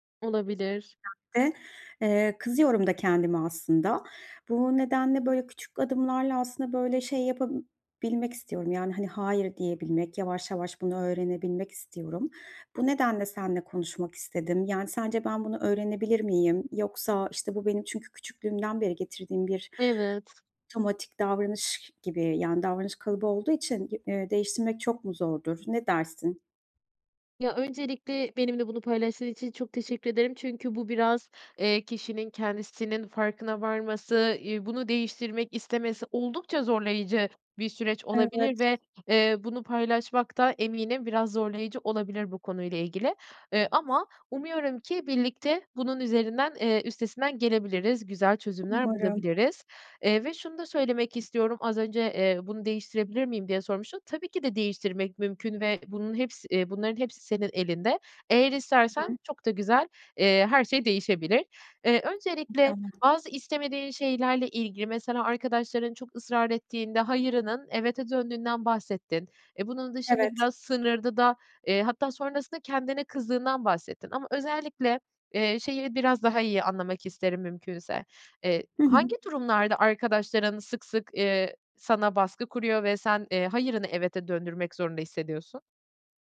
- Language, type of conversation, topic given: Turkish, advice, Kişisel sınırlarımı nasıl daha iyi belirleyip koruyabilirim?
- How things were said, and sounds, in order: unintelligible speech; other background noise; tapping